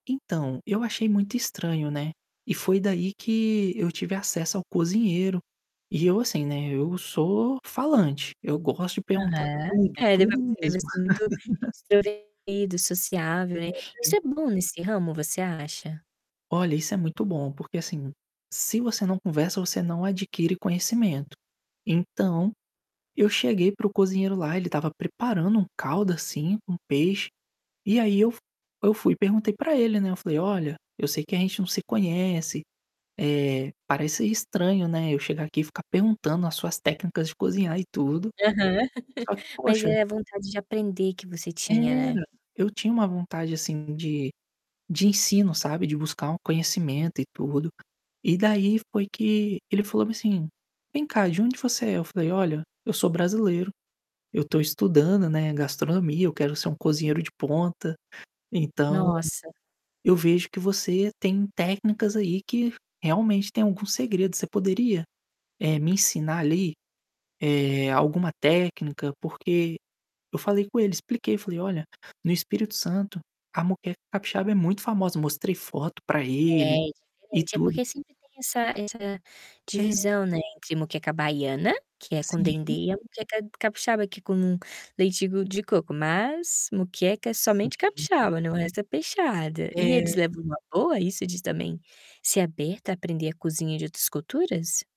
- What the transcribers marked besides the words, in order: other background noise; static; distorted speech; chuckle; chuckle; mechanical hum; tapping
- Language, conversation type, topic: Portuguese, podcast, Que conversa com um desconhecido, durante uma viagem, te ensinou algo importante?